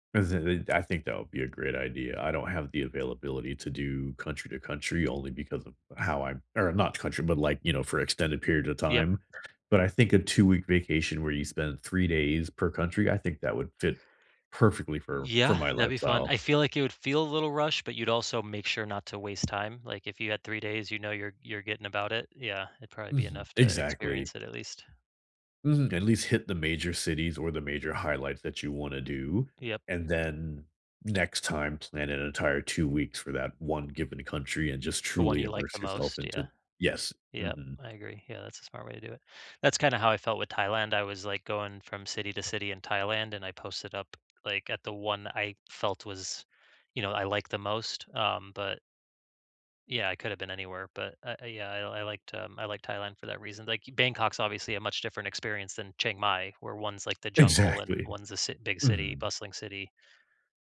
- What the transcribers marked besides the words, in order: other background noise; laughing while speaking: "Exactly"
- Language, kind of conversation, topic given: English, unstructured, How can travel change the way you see the world?
- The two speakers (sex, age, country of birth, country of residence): male, 35-39, United States, United States; male, 45-49, United States, United States